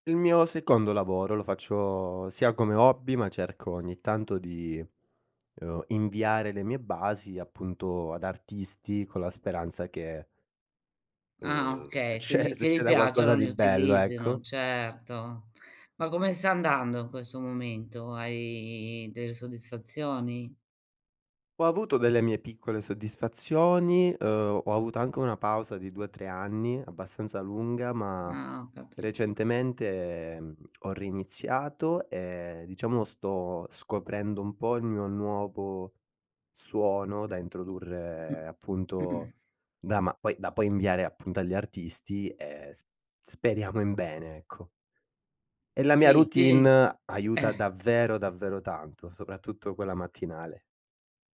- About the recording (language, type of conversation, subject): Italian, podcast, Com’è la tua routine creativa quotidiana?
- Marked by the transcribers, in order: other background noise; tapping; laughing while speaking: "ceh"; "cioè" said as "ceh"; drawn out: "Hai"; drawn out: "recentemente"; throat clearing; stressed: "davvero"